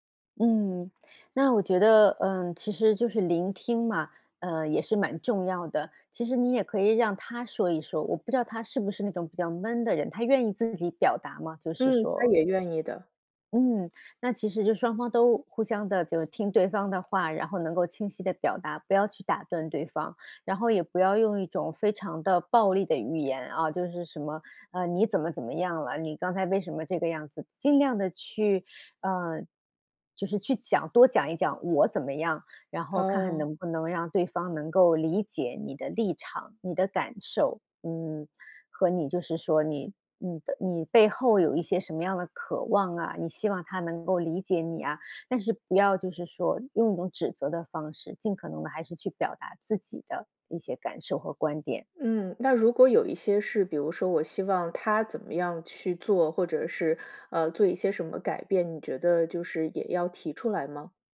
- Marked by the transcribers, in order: other background noise
- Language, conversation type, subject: Chinese, advice, 我们为什么总是频繁产生沟通误会？